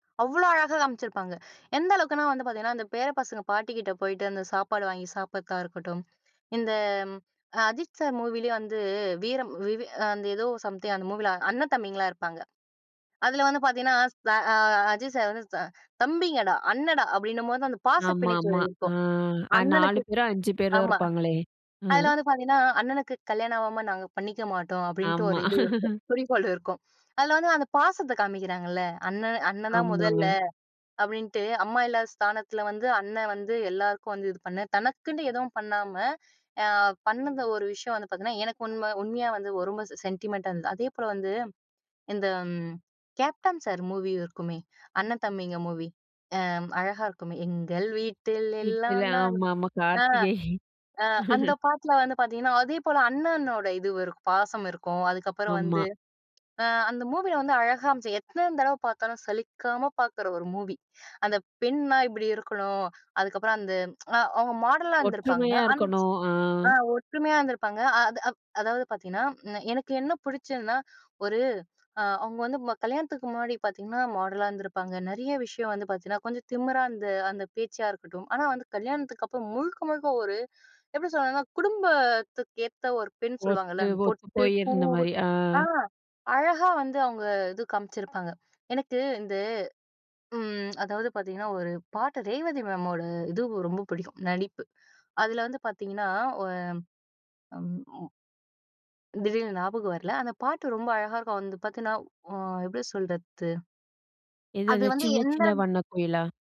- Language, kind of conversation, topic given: Tamil, podcast, சினிமாவில் கலாச்சாரப் பிரதிபலிப்பை எப்படிக் கவனிக்க வேண்டும்?
- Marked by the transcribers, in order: other background noise; in English: "சம்திங்"; chuckle; other noise; in English: "சென்டிமென்ட்டா"; singing: "எங்கள் வீட்டில் எல்லா நாலும்"; chuckle; lip smack; in English: "மாடலா"; "அப்பறம்" said as "அப்பம்"; drawn out: "ம்"